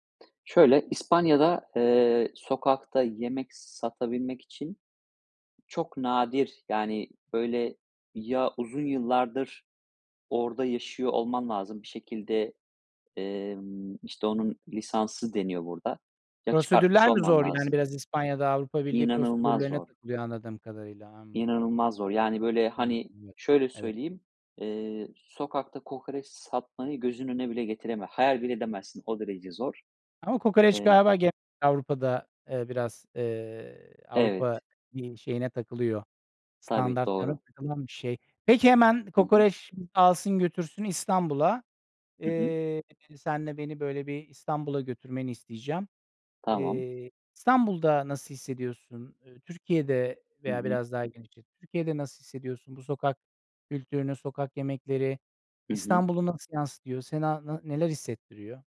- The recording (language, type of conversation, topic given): Turkish, podcast, Sokak yemekleri bir şehrin kimliğini nasıl anlatır?
- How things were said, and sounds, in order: other background noise; tapping; unintelligible speech; other noise; "Sana" said as "sena"